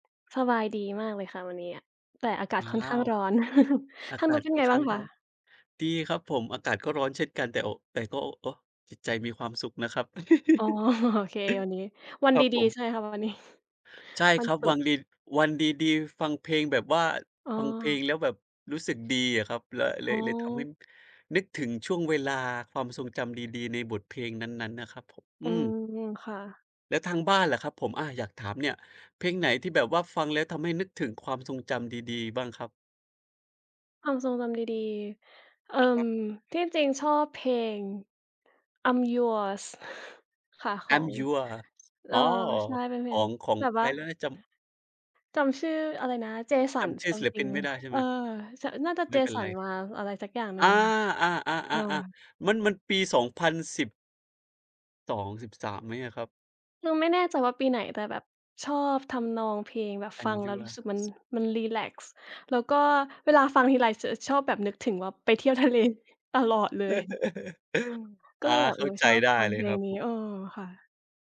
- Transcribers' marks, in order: tapping; chuckle; giggle; chuckle; laughing while speaking: "นี้"; other background noise; laughing while speaking: "ทะเล"; chuckle; other noise
- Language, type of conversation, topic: Thai, unstructured, เพลงไหนที่ฟังแล้วทำให้คุณนึกถึงความทรงจำดีๆ?